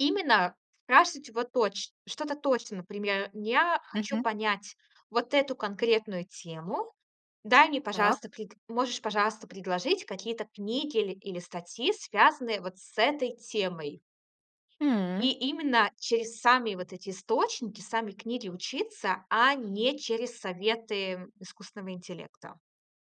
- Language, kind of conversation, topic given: Russian, podcast, Расскажи о случае, когда тебе пришлось заново учиться чему‑то?
- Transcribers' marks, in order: none